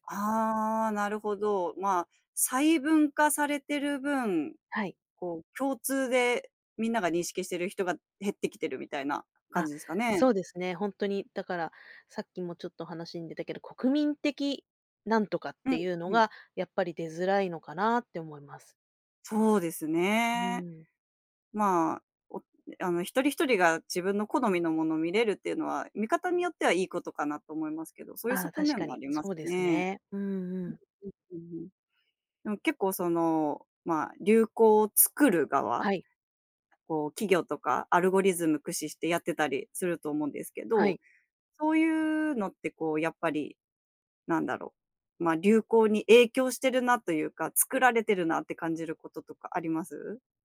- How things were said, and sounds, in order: none
- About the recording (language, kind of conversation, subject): Japanese, podcast, 普段、SNSの流行にどれくらい影響されますか？